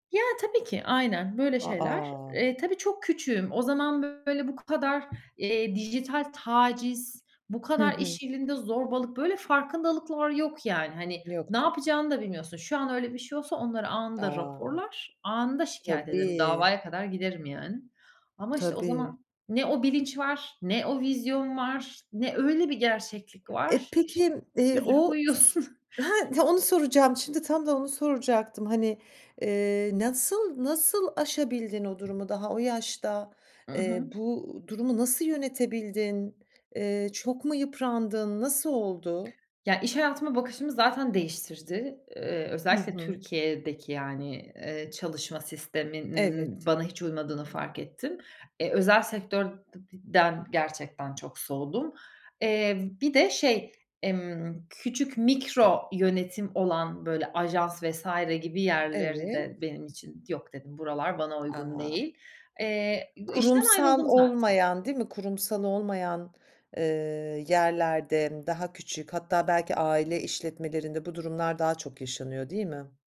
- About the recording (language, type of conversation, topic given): Turkish, podcast, İş ve özel yaşam dengesini nasıl sağlıyorsun?
- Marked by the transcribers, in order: tapping; other background noise; laughing while speaking: "uyuyorsun"